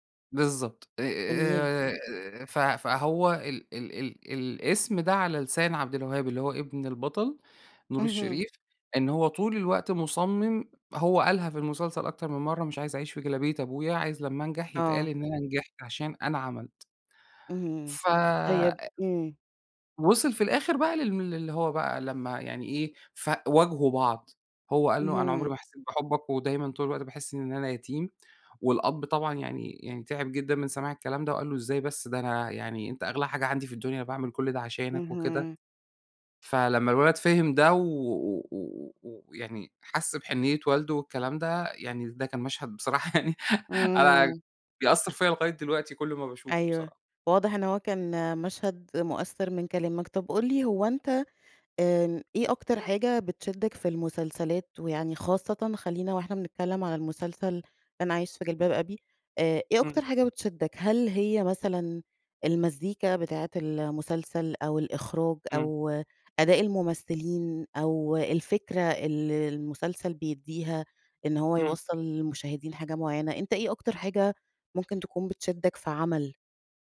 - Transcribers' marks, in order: laughing while speaking: "بصراحة يعني"; unintelligible speech
- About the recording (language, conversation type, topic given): Arabic, podcast, احكيلي عن مسلسل أثر فيك؟